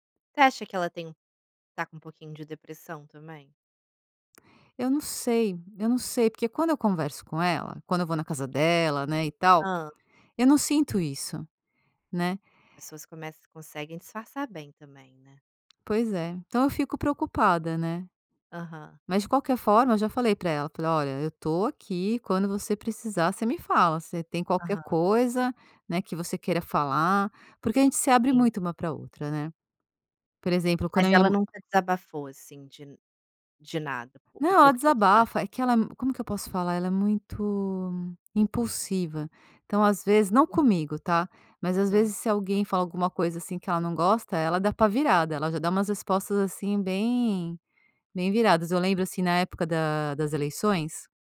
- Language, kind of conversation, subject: Portuguese, podcast, Quando é a hora de insistir e quando é melhor desistir?
- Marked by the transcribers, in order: tapping; other noise